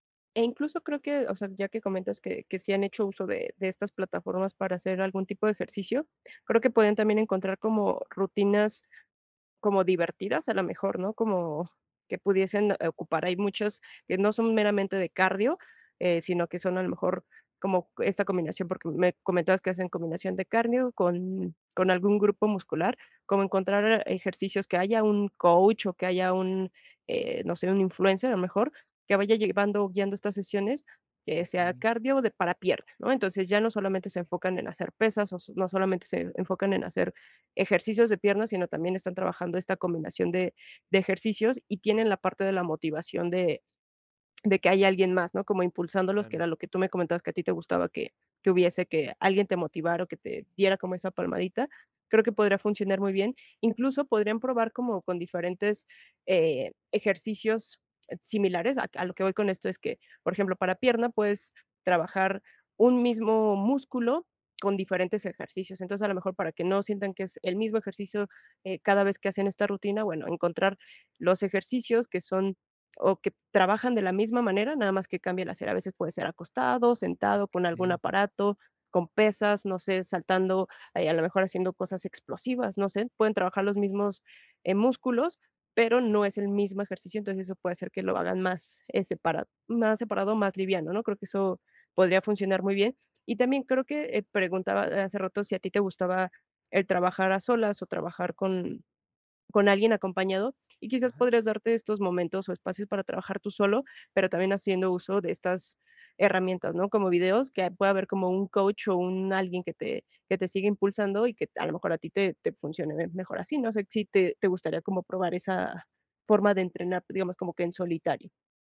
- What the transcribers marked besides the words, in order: none
- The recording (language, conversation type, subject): Spanish, advice, ¿Cómo puedo variar mi rutina de ejercicio para no aburrirme?